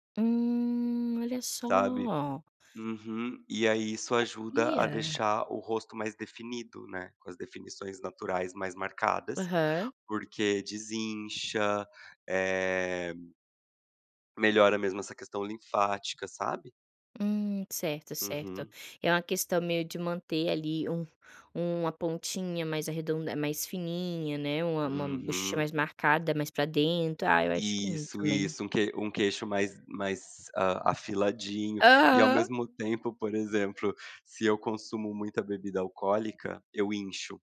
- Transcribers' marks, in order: none
- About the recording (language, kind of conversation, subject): Portuguese, podcast, Que pequeno hábito mudou mais rapidamente a forma como as pessoas te veem?